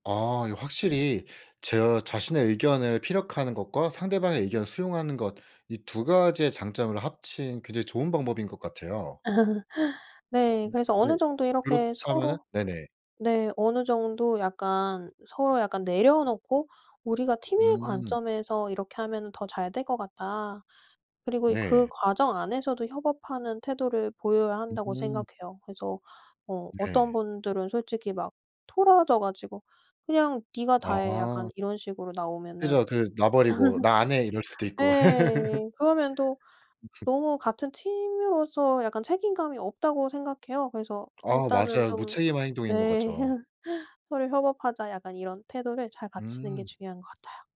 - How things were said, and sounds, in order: "제" said as "제어"; laugh; laugh; laugh
- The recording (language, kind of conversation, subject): Korean, podcast, 협업 중 의견이 충돌하면 보통 어떻게 해결하세요?